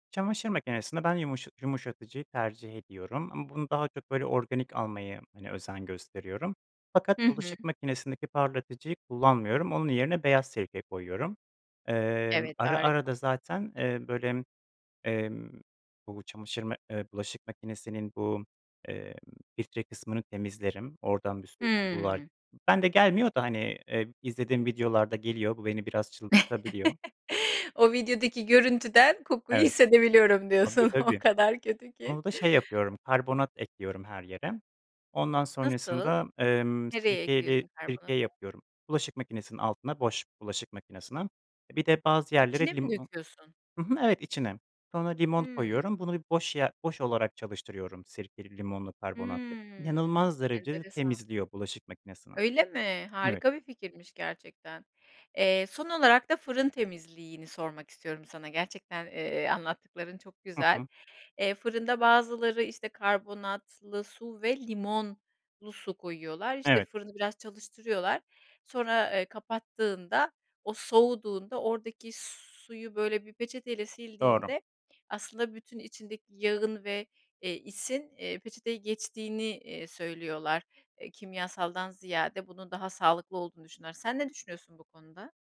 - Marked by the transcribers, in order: tapping; chuckle; laughing while speaking: "hissedebiliyorum diyorsun o kadar kötü ki"; drawn out: "Hımm"; stressed: "limonlu"
- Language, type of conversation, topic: Turkish, podcast, Evde temizlik düzenini nasıl kurarsın?